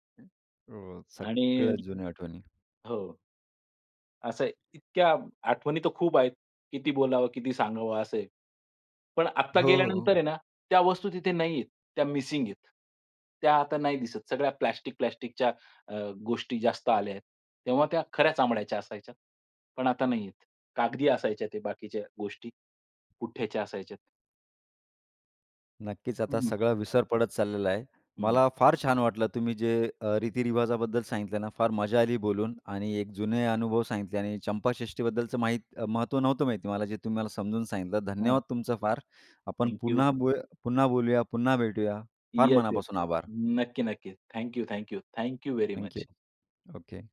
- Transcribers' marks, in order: other noise; other background noise; tapping; in English: "व्हेरी मच"
- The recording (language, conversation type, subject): Marathi, podcast, तुम्हाला पुन्हा कामाच्या प्रवाहात यायला मदत करणारे काही छोटे रीतिरिवाज आहेत का?